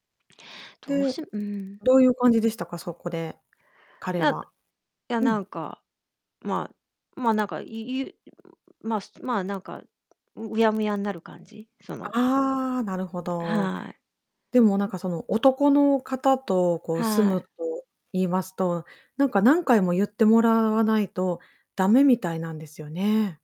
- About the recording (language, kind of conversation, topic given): Japanese, advice, 家事や育児の分担が不公平だと感じるのはなぜですか？
- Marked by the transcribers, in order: distorted speech